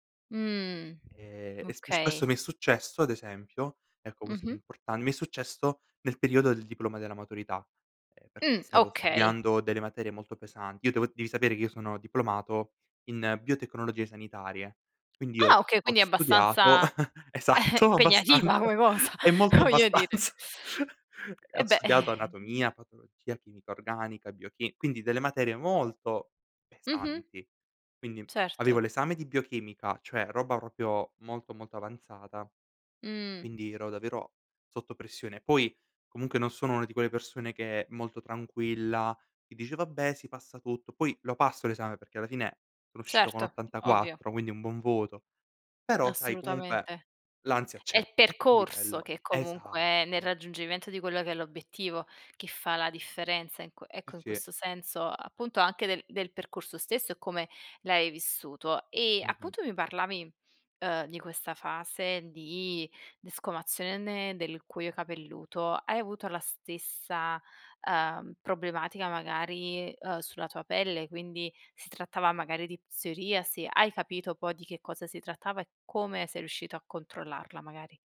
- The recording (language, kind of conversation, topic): Italian, podcast, Quali segnali il tuo corpo ti manda quando sei stressato?
- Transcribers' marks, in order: tapping; chuckle; laughing while speaking: "esatto, abbastanza"; laughing while speaking: "cosa, voglio"; laughing while speaking: "abbastanza"; chuckle; exhale; other background noise; "proprio" said as "propio"